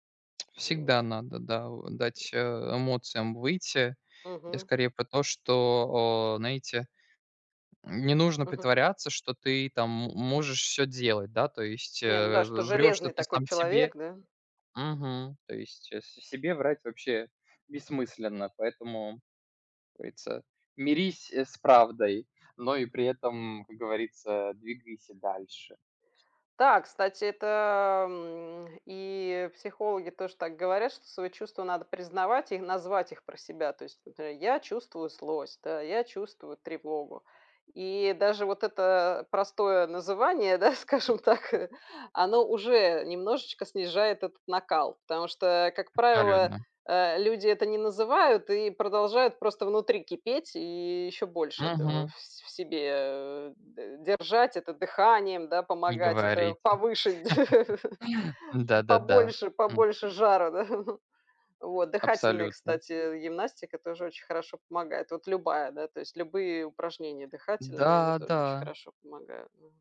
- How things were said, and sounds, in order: tapping; laughing while speaking: "да, скажем так"; laughing while speaking: "повыше"; chuckle; laugh; chuckle
- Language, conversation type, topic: Russian, unstructured, Как ты понимаешь слово «счастье»?